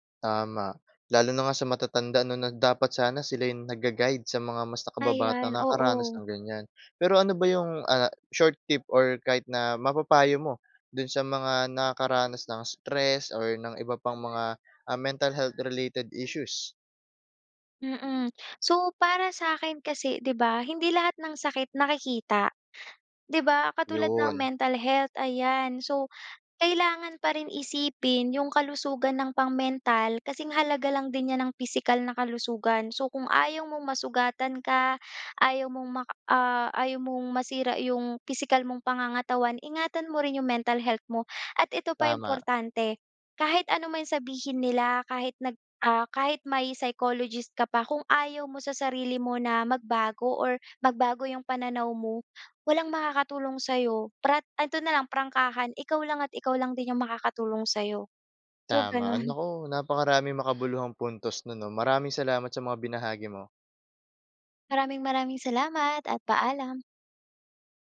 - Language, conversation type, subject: Filipino, podcast, Paano mo malalaman kung oras na para humingi ng tulong sa doktor o tagapayo?
- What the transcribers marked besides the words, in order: other background noise; laughing while speaking: "gano'n"